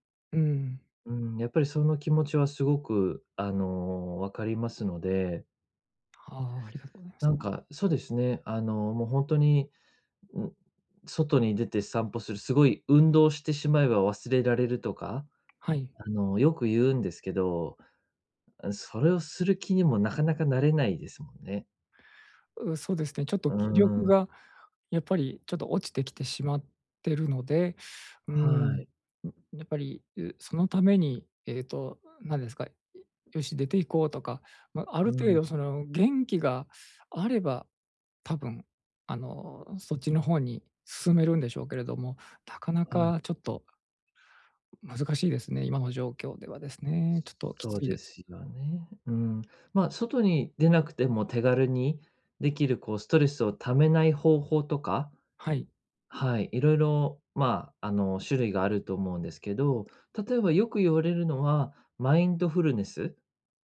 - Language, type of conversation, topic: Japanese, advice, ストレスが強いとき、不健康な対処をやめて健康的な行動に置き換えるにはどうすればいいですか？
- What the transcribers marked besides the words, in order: other noise